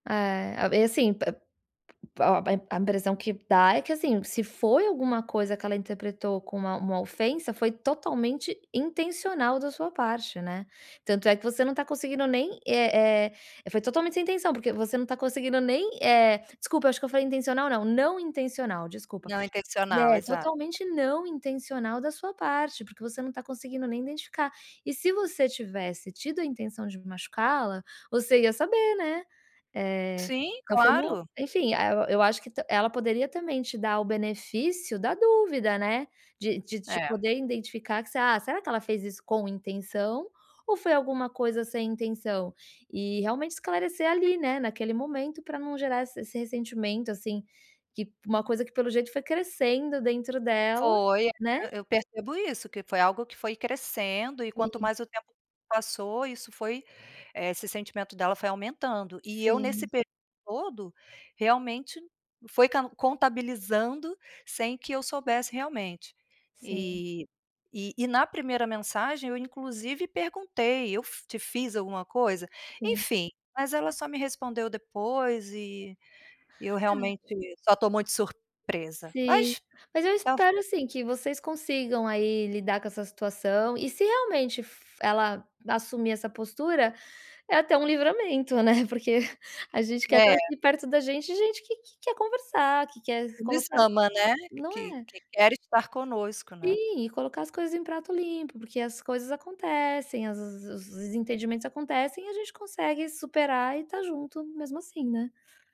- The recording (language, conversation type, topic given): Portuguese, advice, Como posso evitar confrontos por medo de perder o controle emocional?
- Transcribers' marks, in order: unintelligible speech; laughing while speaking: "né"